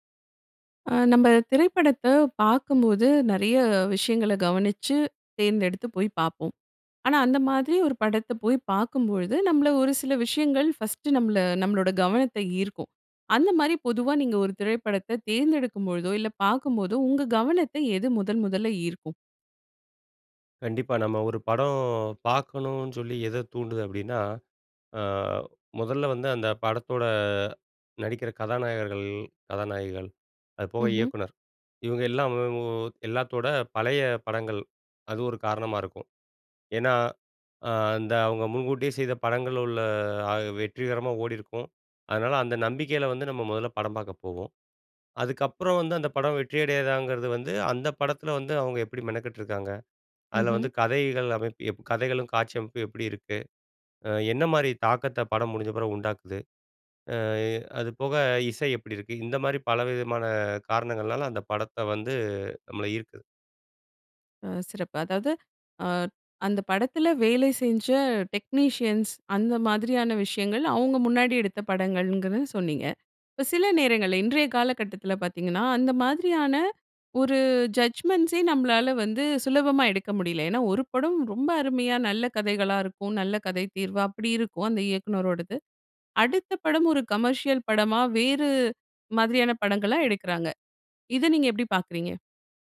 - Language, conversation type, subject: Tamil, podcast, ஓர் படத்தைப் பார்க்கும்போது உங்களை முதலில் ஈர்க்கும் முக்கிய காரணம் என்ன?
- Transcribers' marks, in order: anticipating: "அந்தமாரி, பொதுவா நீங்க ஒரு திரைப்படத்த … முதல், முதல்ல ஈர்க்கும்?"; "எது" said as "எத"; "படத்துல" said as "படத்தோட"; "படம்" said as "படத்த"; in English: "டெக்னீஷியன்ஸ்"; in English: "கமர்ஷியல்"; anticipating: "இத நீங்க எப்படி பார்க்குறீங்க?"